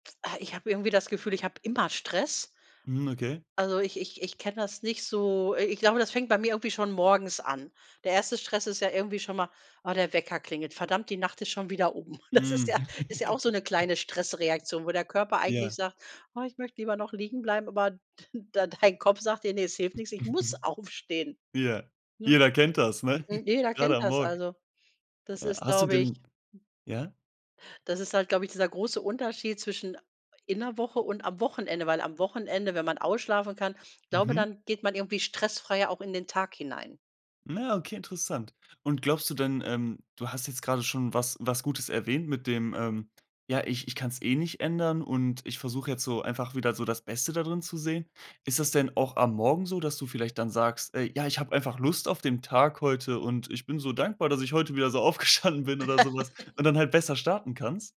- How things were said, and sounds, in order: chuckle; laughing while speaking: "Das ist ja"; chuckle; chuckle; laughing while speaking: "aufgestanden bin"; laugh
- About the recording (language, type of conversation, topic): German, podcast, Was machst du, wenn du plötzlich sehr gestresst bist?